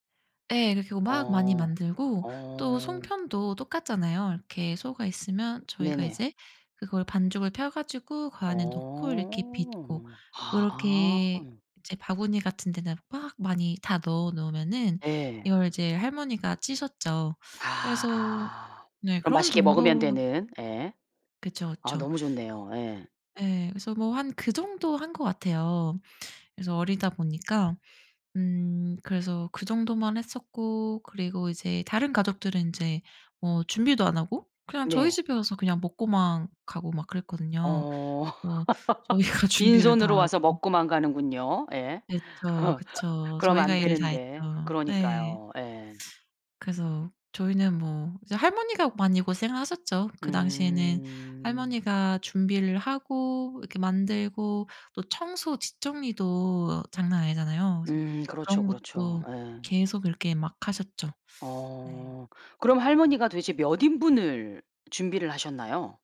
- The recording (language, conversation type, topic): Korean, podcast, 명절이나 축제는 보통 어떻게 보내셨어요?
- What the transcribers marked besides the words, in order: tapping; laugh; laughing while speaking: "저희가 준비를"; laugh